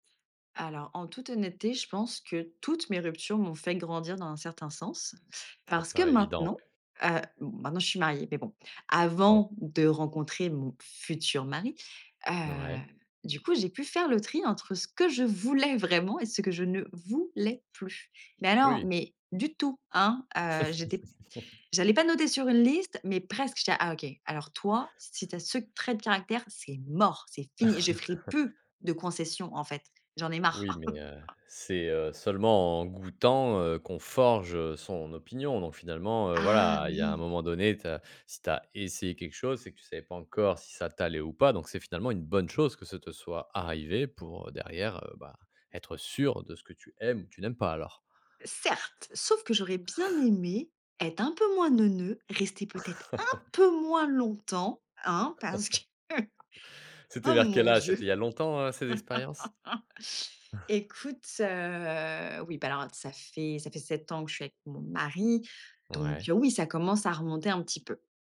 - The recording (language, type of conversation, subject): French, podcast, Peux-tu me parler d’une rupture qui t’a fait grandir ?
- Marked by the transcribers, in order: stressed: "toutes"; tapping; stressed: "voulais"; stressed: "voulais plus"; stressed: "du tout"; laugh; stressed: "mort"; laugh; other background noise; stressed: "plus"; chuckle; stressed: "essayé"; stressed: "bonne"; laugh; stressed: "un peu"; laugh; laughing while speaking: "parce que"; chuckle; chuckle